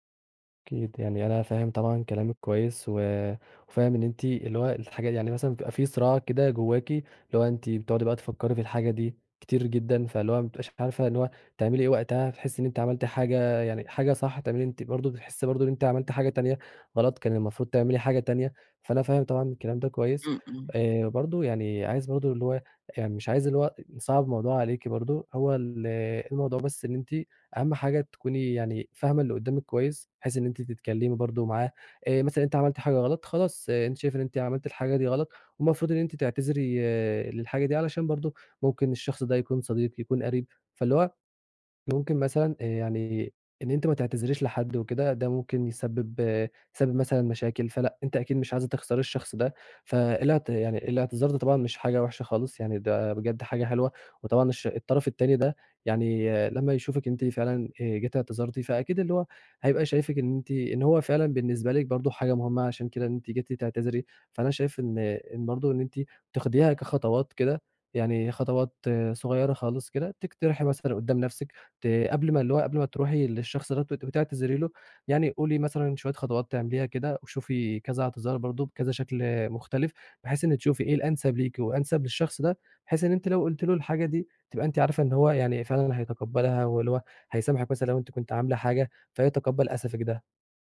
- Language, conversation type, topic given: Arabic, advice, إزاي أقدر أعتذر بصدق وأنا حاسس بخجل أو خايف من رد فعل اللي قدامي؟
- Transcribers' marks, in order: none